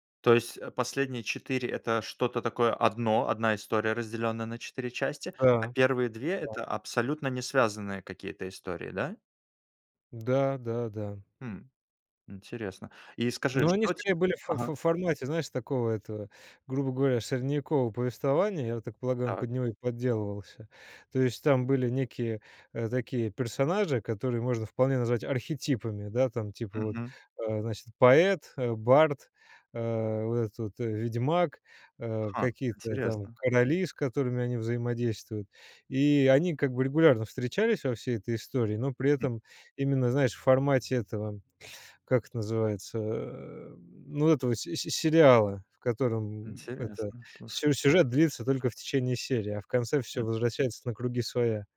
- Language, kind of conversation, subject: Russian, podcast, Какая книга помогает тебе убежать от повседневности?
- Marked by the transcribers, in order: none